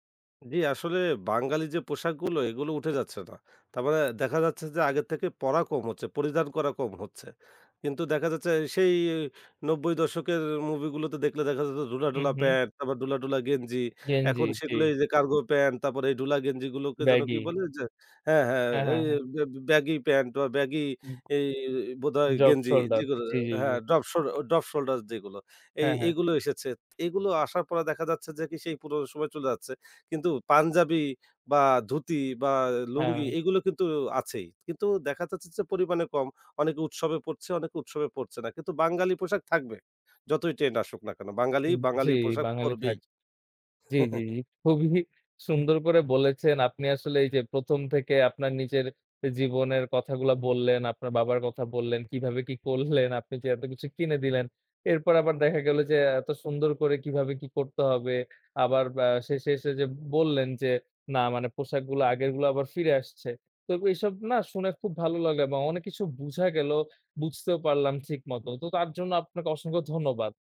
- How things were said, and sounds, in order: other background noise; laughing while speaking: "খুবই"; chuckle; laughing while speaking: "করলেন"
- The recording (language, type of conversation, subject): Bengali, podcast, পোশাক কি আত্মবিশ্বাস বাড়াতে সাহায্য করে বলে আপনি মনে করেন?